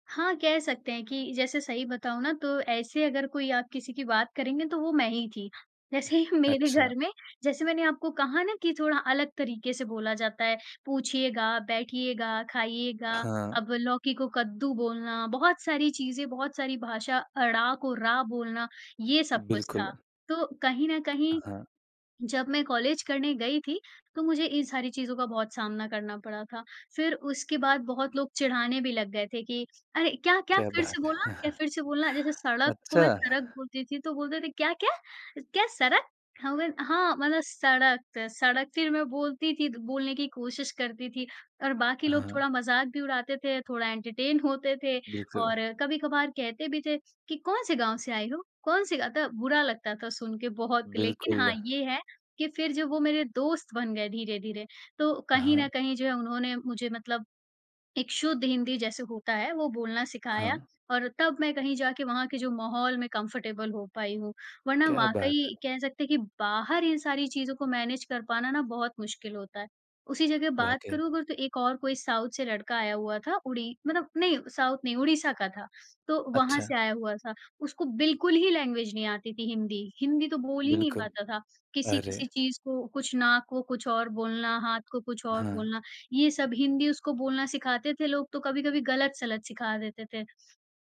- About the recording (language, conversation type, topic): Hindi, podcast, घर पर दो संस्कृतियों के बीच तालमेल कैसे बना रहता है?
- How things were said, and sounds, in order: laughing while speaking: "जैसे ही मेरे घर"; other background noise; chuckle; in English: "एंटरटेन"; laughing while speaking: "होते"; in English: "कंफर्टेबल"; in English: "मैनेज"; in English: "साउथ"; in English: "साउथ"; in English: "लैंग्वेज"